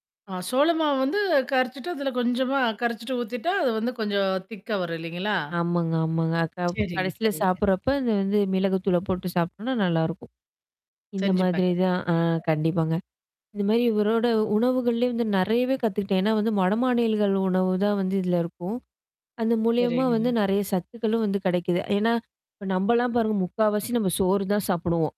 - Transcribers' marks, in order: static; other background noise; unintelligible speech; "வடமாநிலங்கள்" said as "மடமானியல்கள்"; mechanical hum
- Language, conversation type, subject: Tamil, podcast, குடும்பத்தில் ஆரோக்கியமான உணவுப் பழக்கங்களை உருவாக்க நீங்கள் எப்படி முயல்கிறீர்கள்?